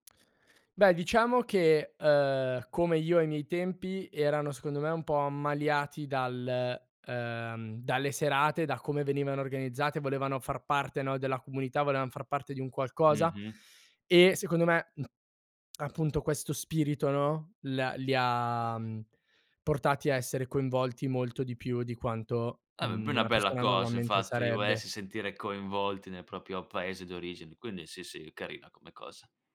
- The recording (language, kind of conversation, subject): Italian, podcast, Raccontami di una cena che ti è riuscita davvero bene: perché?
- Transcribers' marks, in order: tsk; tongue click; "proprio" said as "propio"